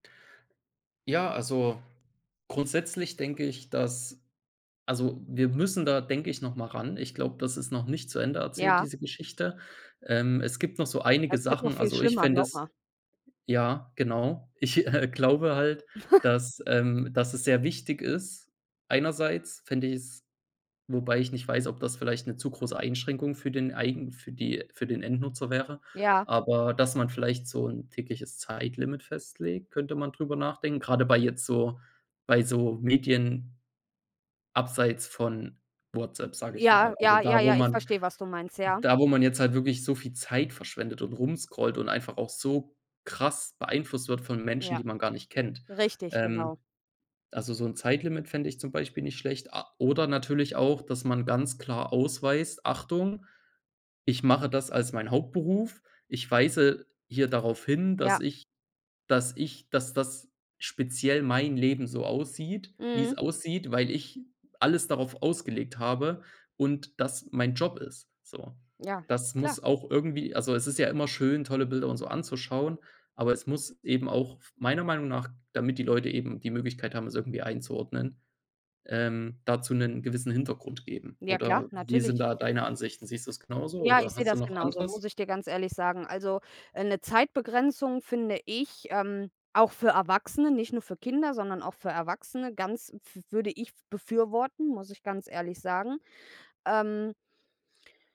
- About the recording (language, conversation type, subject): German, unstructured, Wie beeinflussen soziale Medien unser Miteinander?
- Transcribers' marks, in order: laughing while speaking: "äh"; chuckle